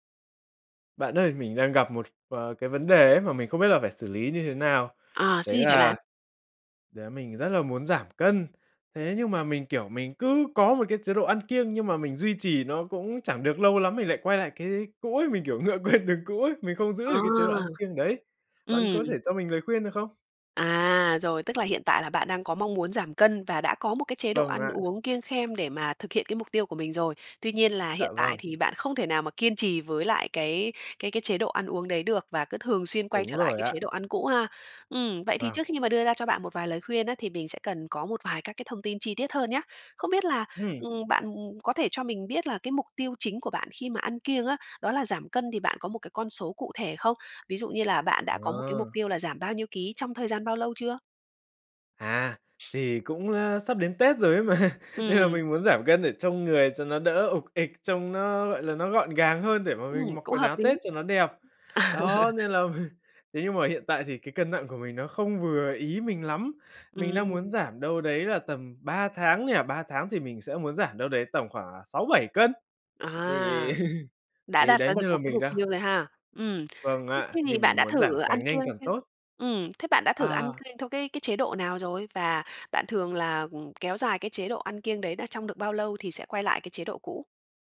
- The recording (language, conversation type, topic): Vietnamese, advice, Làm sao để không thất bại khi ăn kiêng và tránh quay lại thói quen cũ?
- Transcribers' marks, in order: laughing while speaking: "quen"; other background noise; laughing while speaking: "mà"; laughing while speaking: "À!"; laughing while speaking: "mình"; laugh; tapping